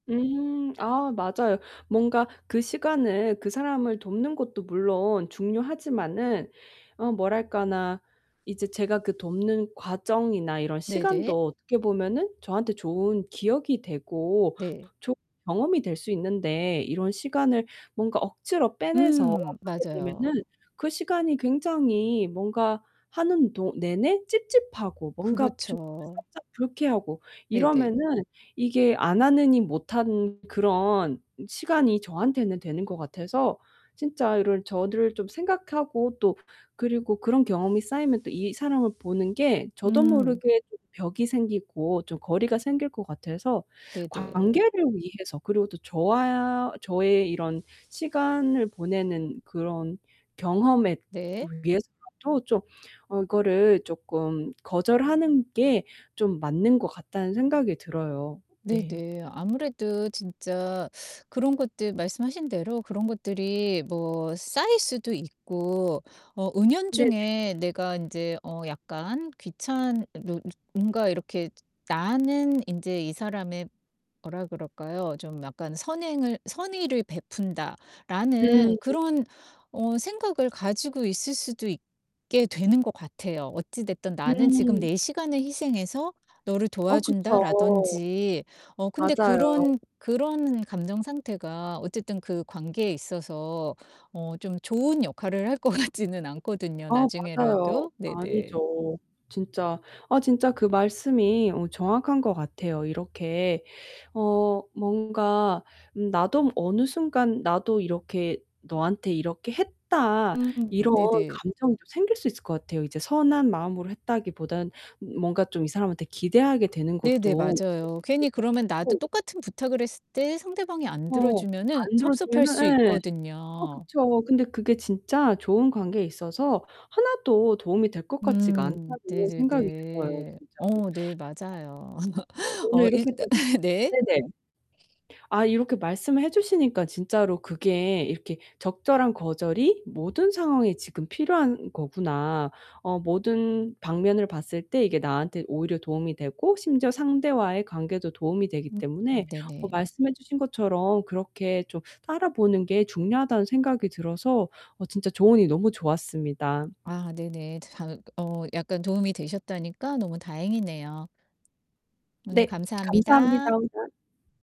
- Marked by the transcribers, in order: distorted speech; tapping; static; other background noise; laughing while speaking: "것 같지는"; laugh; sniff
- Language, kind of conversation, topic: Korean, advice, 타인의 기대에 맞추느라 내 시간이 사라졌던 경험을 설명해 주실 수 있나요?